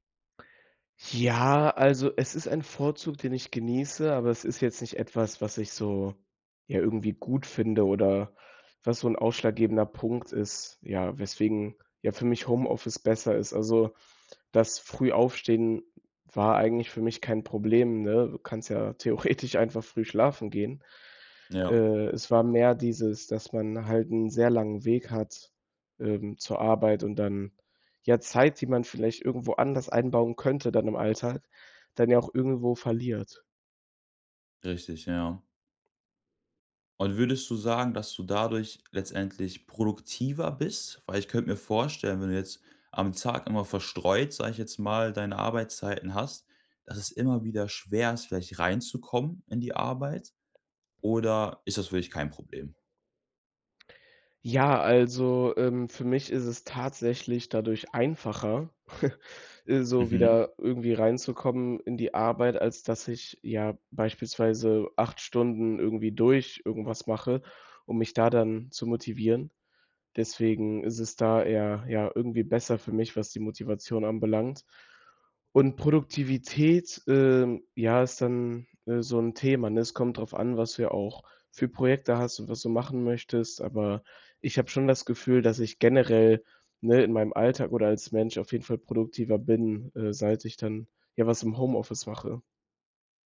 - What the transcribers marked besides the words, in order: laughing while speaking: "theoretisch"; other background noise; tapping; laugh
- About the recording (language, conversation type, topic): German, podcast, Wie hat das Arbeiten im Homeoffice deinen Tagesablauf verändert?